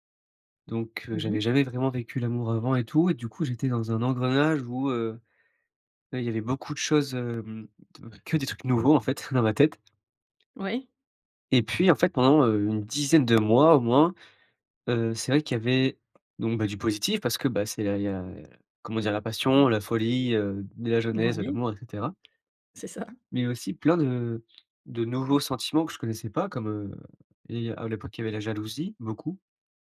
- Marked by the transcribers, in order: other background noise; tapping; laughing while speaking: "ça"
- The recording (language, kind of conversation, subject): French, podcast, Qu’est-ce qui t’a aidé à te retrouver quand tu te sentais perdu ?